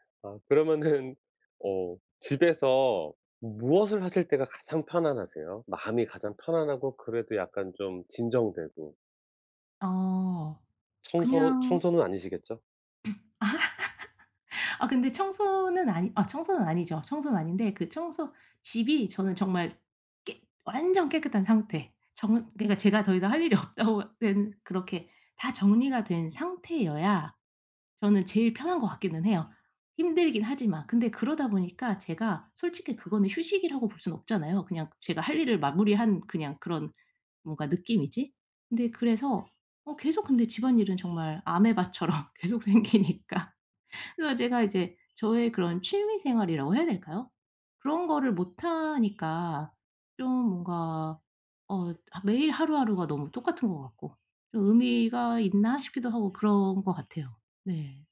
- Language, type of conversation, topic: Korean, advice, 집에서 어떻게 하면 제대로 휴식을 취할 수 있을까요?
- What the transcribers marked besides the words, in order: laughing while speaking: "그러면은"; throat clearing; laugh; laughing while speaking: "없다고"; other background noise; laughing while speaking: "아메바처럼 계속 생기니까"